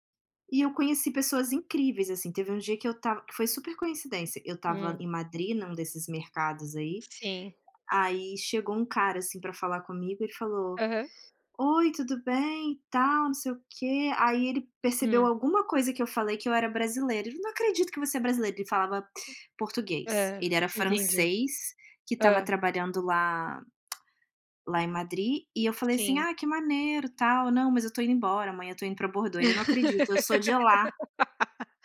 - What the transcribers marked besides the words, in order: tapping; tongue click; laugh
- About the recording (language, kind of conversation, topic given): Portuguese, unstructured, Você prefere viajar para a praia, para a cidade ou para a natureza?